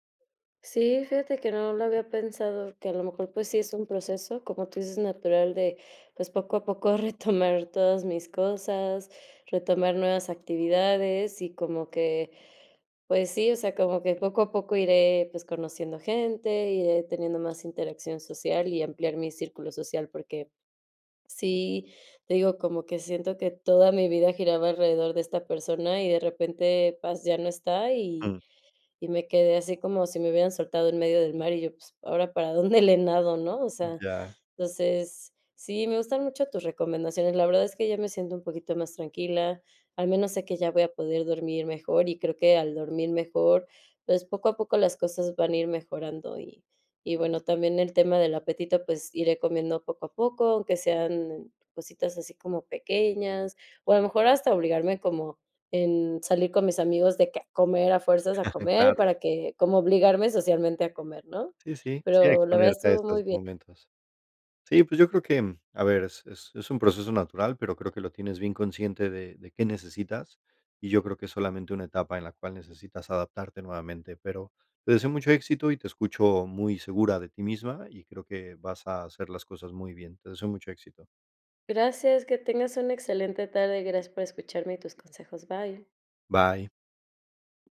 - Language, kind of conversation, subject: Spanish, advice, ¿Cómo puedo recuperarme emocionalmente después de una ruptura reciente?
- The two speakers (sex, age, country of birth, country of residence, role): female, 30-34, United States, United States, user; male, 35-39, Mexico, Poland, advisor
- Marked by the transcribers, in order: laughing while speaking: "retomar"; other noise; chuckle